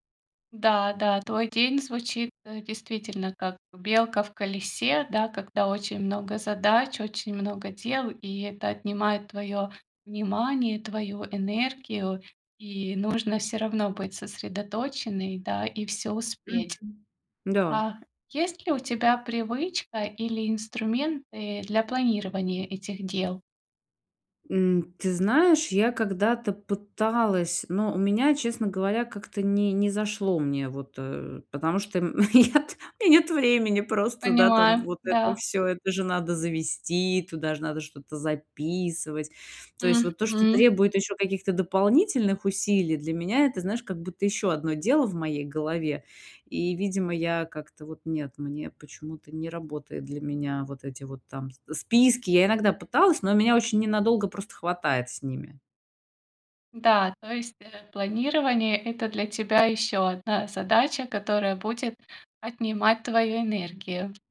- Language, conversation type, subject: Russian, advice, Как перестать терять время на множество мелких дел и успевать больше?
- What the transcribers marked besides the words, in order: tapping; other background noise; laughing while speaking: "нет и нет времени просто"